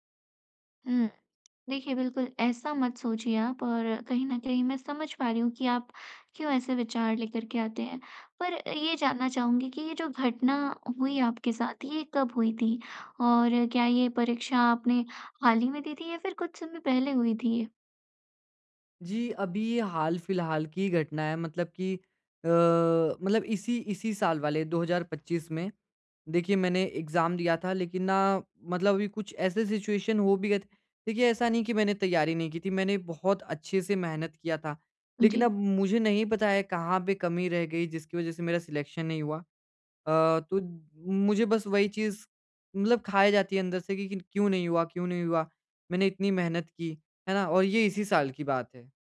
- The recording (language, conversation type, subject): Hindi, advice, मैं शर्मिंदगी के अनुभव के बाद अपना आत्म-सम्मान फिर से कैसे बना सकता/सकती हूँ?
- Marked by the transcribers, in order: in English: "एग्ज़ाम"; in English: "सिचुएशन"; in English: "सिलेक्शन"